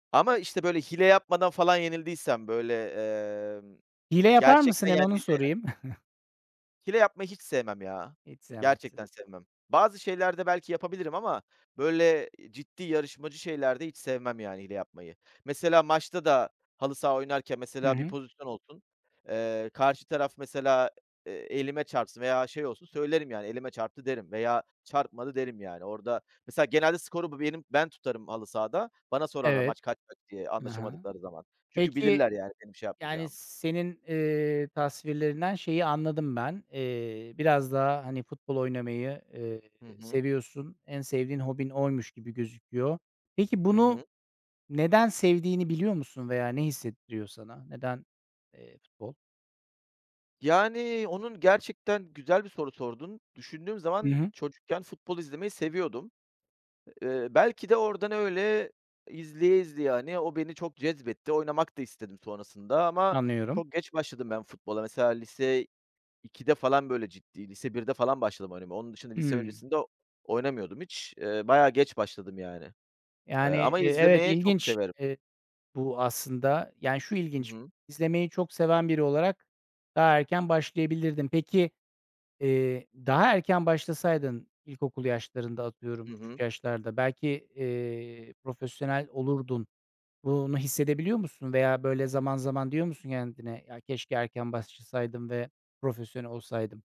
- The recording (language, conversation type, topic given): Turkish, podcast, En sevdiğin hobiyi neden sevdiğini açıklar mısın?
- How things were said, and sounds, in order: chuckle; tapping; other background noise; "kendine" said as "yandine"